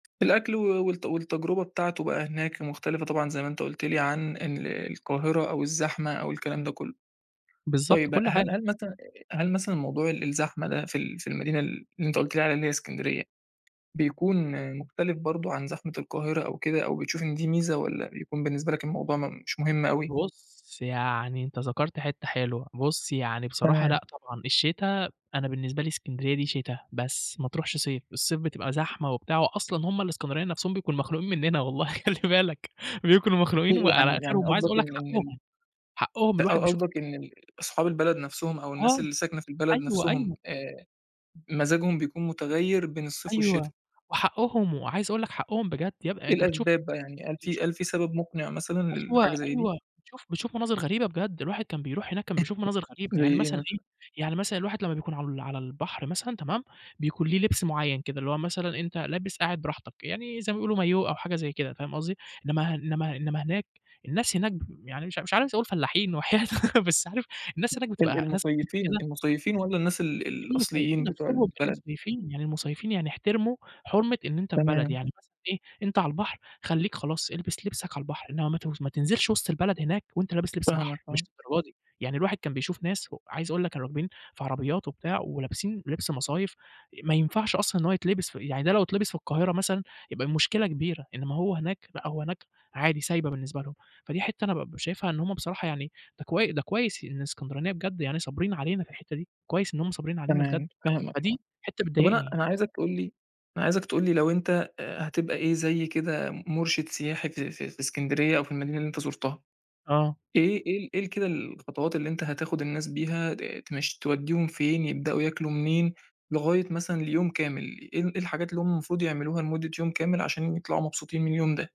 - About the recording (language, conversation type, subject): Arabic, podcast, ايه أحسن مدينة زرتها وليه؟
- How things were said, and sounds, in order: laughing while speaking: "منّنا والله، خلِّ بالك"; other noise; laughing while speaking: "وحياة أ"; other background noise; unintelligible speech